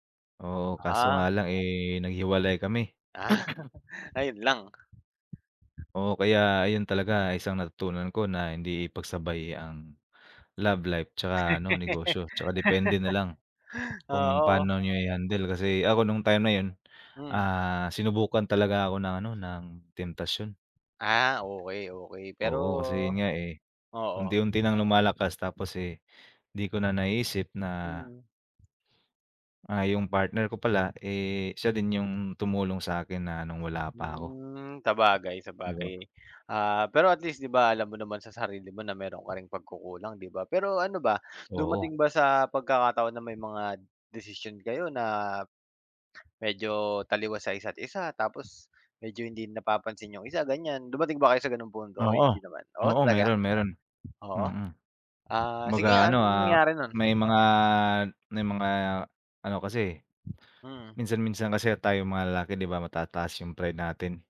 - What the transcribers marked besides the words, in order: laughing while speaking: "Ah"; throat clearing; wind; tapping; laugh; other background noise
- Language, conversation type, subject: Filipino, unstructured, Ano ang nararamdaman mo kapag binabalewala ng iba ang mga naiambag mo?